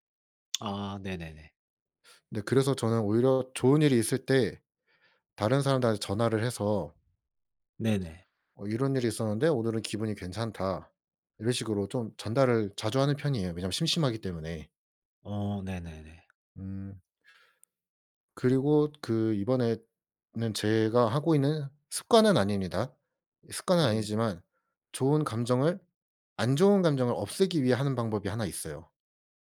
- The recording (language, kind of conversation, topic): Korean, unstructured, 좋은 감정을 키우기 위해 매일 실천하는 작은 습관이 있으신가요?
- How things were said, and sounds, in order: tapping; other background noise